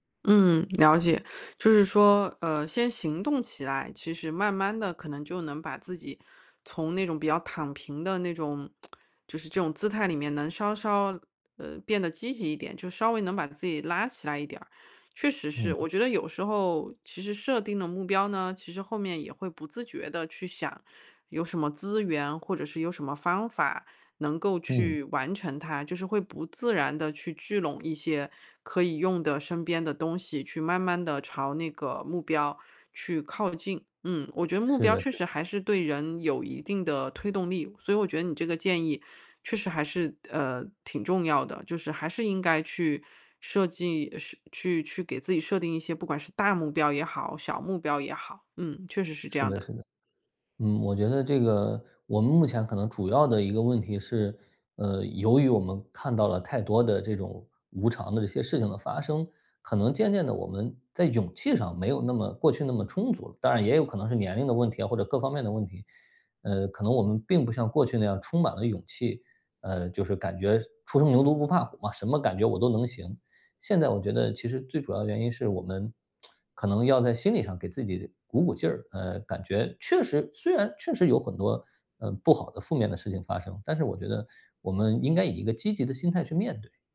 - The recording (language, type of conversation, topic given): Chinese, advice, 我该如何确定一个既有意义又符合我的核心价值观的目标？
- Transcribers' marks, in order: teeth sucking; tsk; tsk